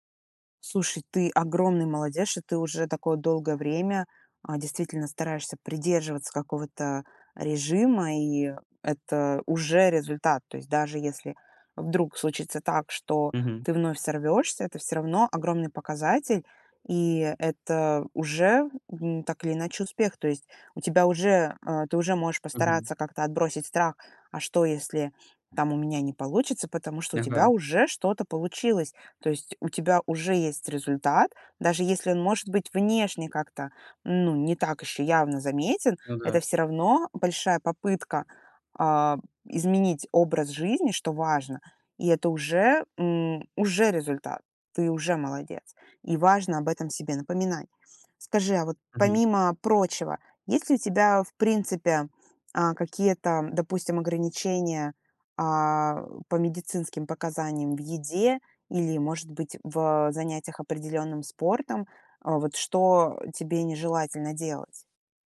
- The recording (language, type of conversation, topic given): Russian, advice, Как вы переживаете из-за своего веса и чего именно боитесь при мысли об изменениях в рационе?
- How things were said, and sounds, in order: none